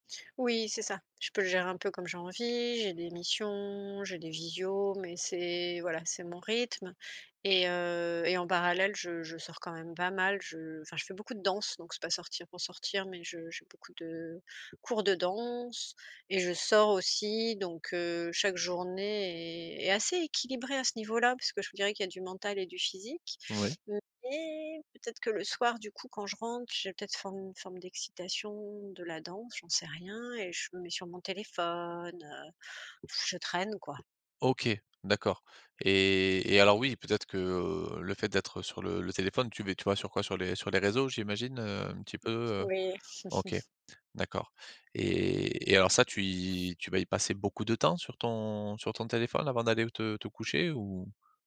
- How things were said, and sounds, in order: drawn out: "missions"; other background noise; blowing; chuckle
- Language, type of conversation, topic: French, advice, Comment améliorer ma récupération et gérer la fatigue pour dépasser un plateau de performance ?